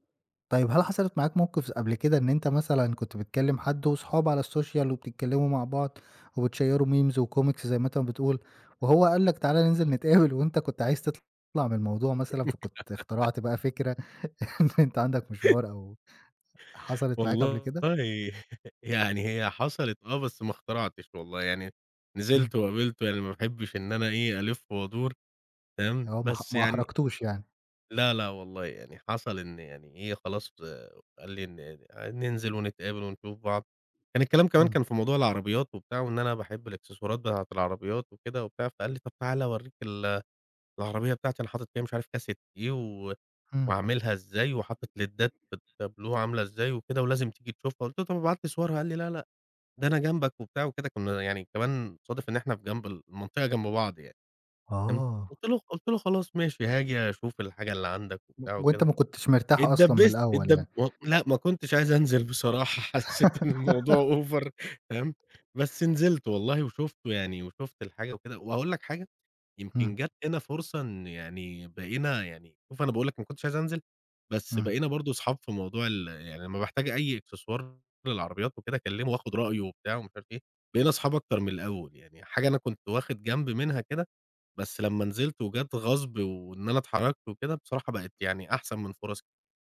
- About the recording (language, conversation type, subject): Arabic, podcast, إزاي بتنمّي علاقاتك في زمن السوشيال ميديا؟
- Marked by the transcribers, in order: in English: "الSocial"; in English: "وبتشيروا memes وcomics"; chuckle; giggle; laugh; laugh; in English: "ليدّات"; laughing while speaking: "عايز أنزِل بصراحة، حسّيت إن الموضوع over"; giggle; in English: "over"